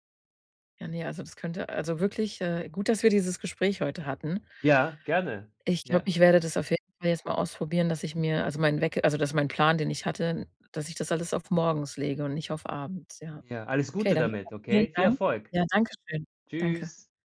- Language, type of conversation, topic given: German, advice, Wie kann ich eine Routine für kreatives Arbeiten entwickeln, wenn ich regelmäßig kreativ sein möchte?
- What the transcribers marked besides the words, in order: none